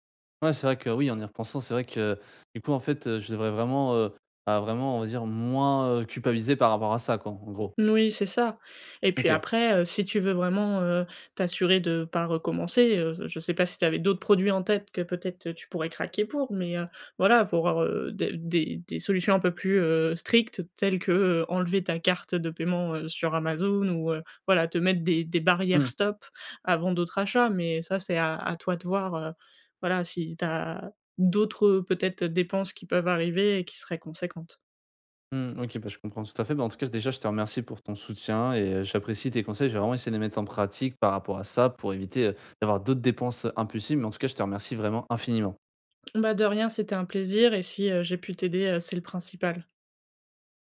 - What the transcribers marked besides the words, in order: stressed: "strictes"
- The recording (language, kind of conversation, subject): French, advice, Comment éviter les achats impulsifs en ligne qui dépassent mon budget ?